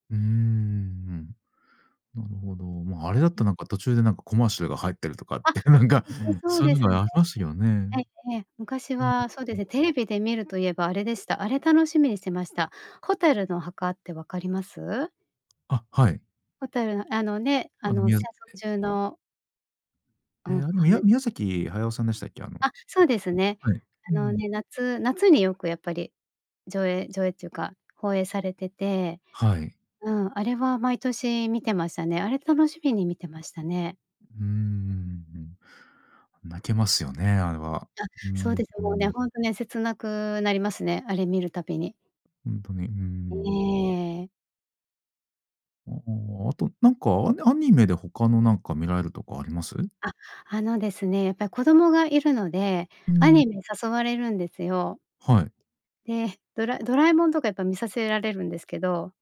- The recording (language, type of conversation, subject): Japanese, podcast, 映画は映画館で観るのと家で観るのとでは、どちらが好きですか？
- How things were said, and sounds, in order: laughing while speaking: "なんか"